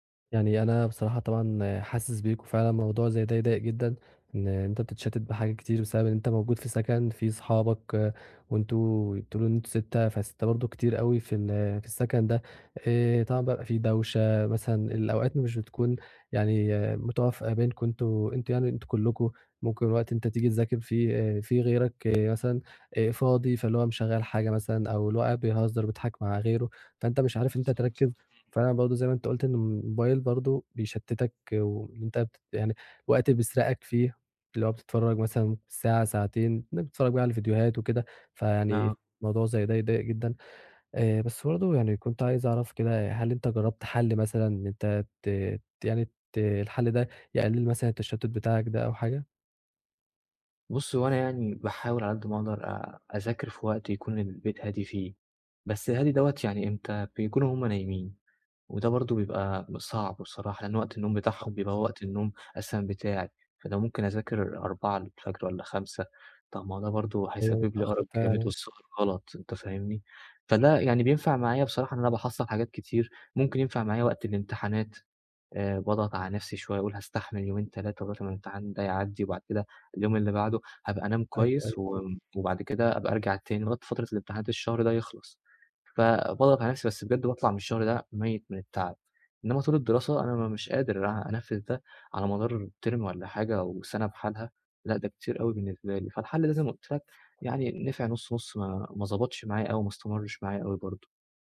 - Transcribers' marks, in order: unintelligible speech; unintelligible speech; in English: "term"; tapping
- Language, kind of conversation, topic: Arabic, advice, إزاي أتعامل مع التشتت الذهني اللي بيتكرر خلال يومي؟